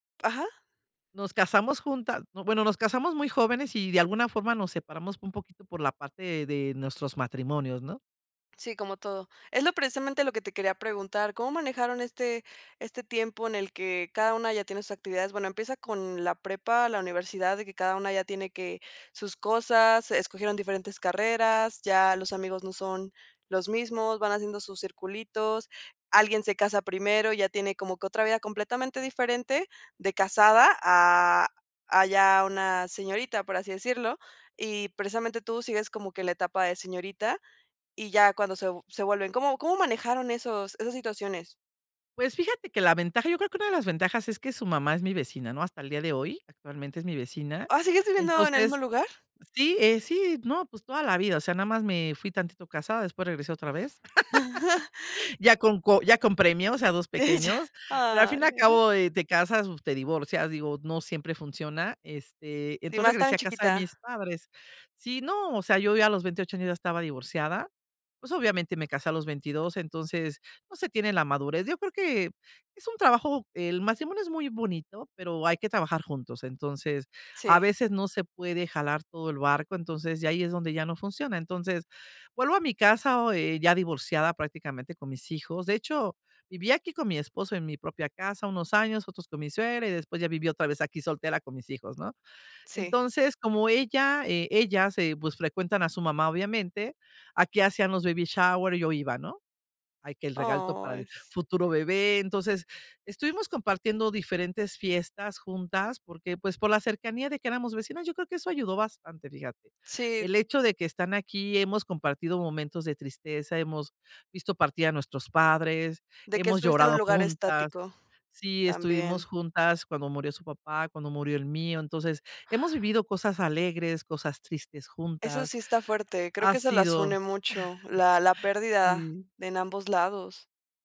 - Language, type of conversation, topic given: Spanish, podcast, ¿Qué consejos tienes para mantener amistades a largo plazo?
- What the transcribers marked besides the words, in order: other background noise; giggle; laugh; laughing while speaking: "Ella"; chuckle